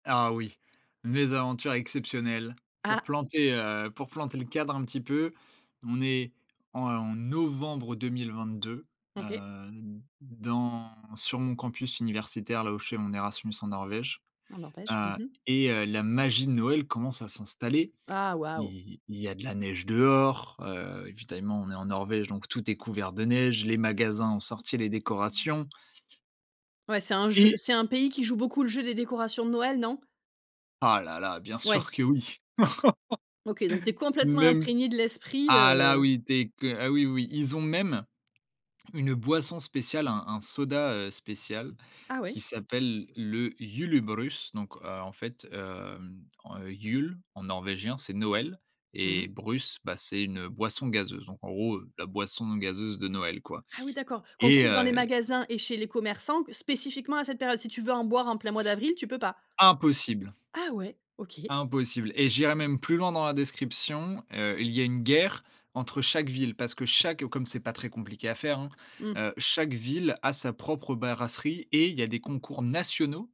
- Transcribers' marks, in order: laugh; put-on voice: "Julebrus"; in Norwegian Bokmål: "Jul"; in Norwegian Bokmål: "brus"; "brasserie" said as "barasserie"; stressed: "nationaux"
- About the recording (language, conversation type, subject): French, podcast, Quelle mésaventure te fait encore rire aujourd’hui ?